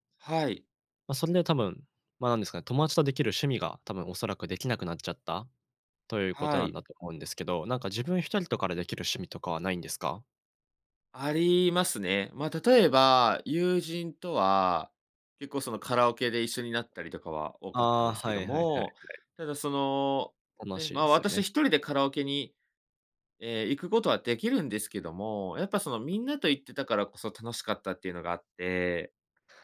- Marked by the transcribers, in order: none
- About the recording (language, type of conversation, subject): Japanese, advice, 趣味に取り組む時間や友人と過ごす時間が減って孤独を感じるのはなぜですか？